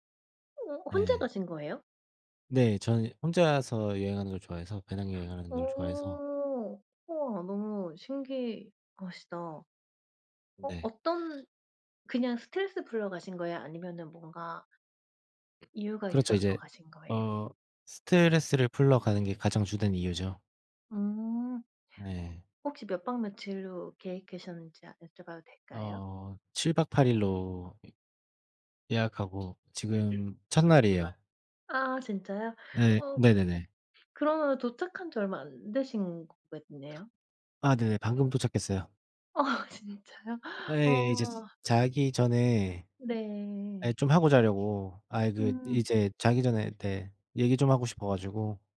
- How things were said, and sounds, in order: tapping; other background noise; background speech; laughing while speaking: "어 진짜요?"
- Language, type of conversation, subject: Korean, unstructured, 취미가 스트레스 해소에 어떻게 도움이 되나요?